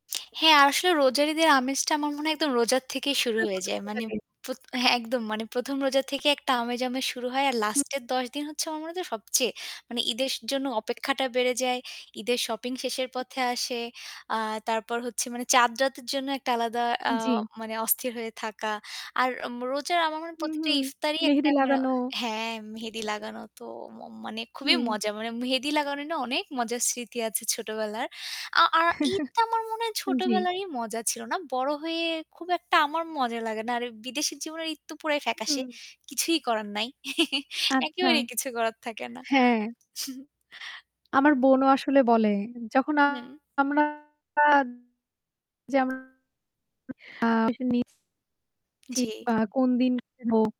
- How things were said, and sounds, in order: distorted speech; static; chuckle; scoff; chuckle
- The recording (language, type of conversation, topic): Bengali, unstructured, আপনার ধর্মীয় উৎসবের সময় সবচেয়ে মজার স্মৃতি কী?